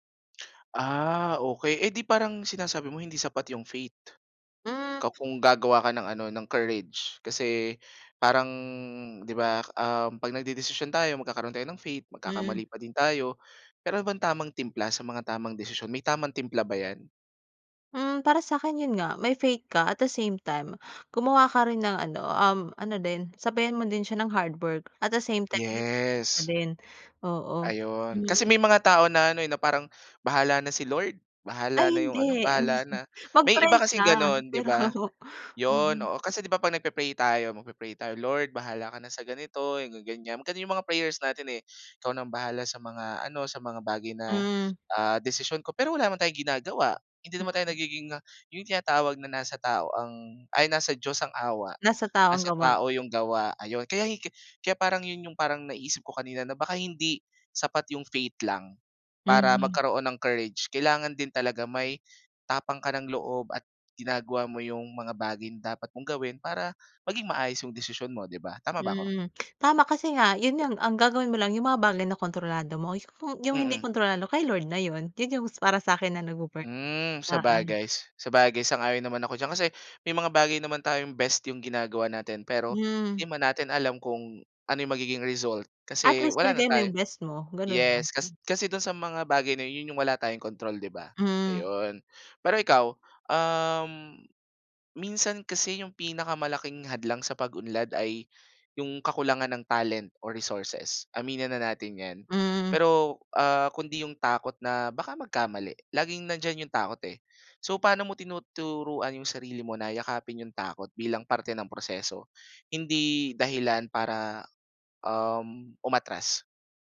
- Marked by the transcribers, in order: gasp; breath; unintelligible speech; in English: "hard work. At the same time"; unintelligible speech; chuckle; laughing while speaking: "pero"; unintelligible speech; unintelligible speech
- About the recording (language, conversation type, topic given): Filipino, podcast, Paano mo hinaharap ang takot sa pagkuha ng panganib para sa paglago?